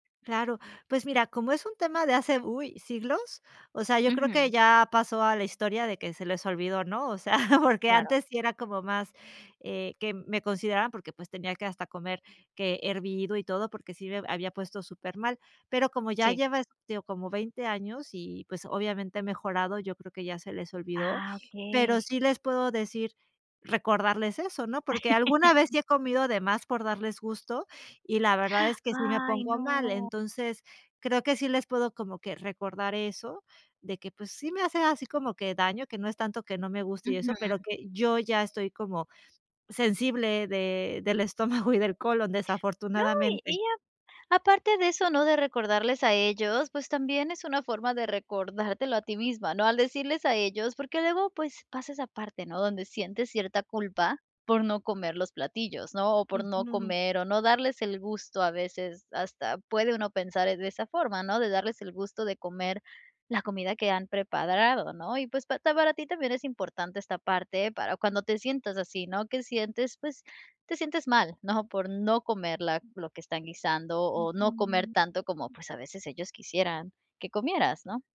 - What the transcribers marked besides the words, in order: tapping; chuckle; laugh; gasp; laughing while speaking: "estómago"; "preparado" said as "prepadrado"; other background noise
- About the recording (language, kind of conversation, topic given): Spanish, advice, ¿Cómo puedo manejar la presión social cuando como fuera?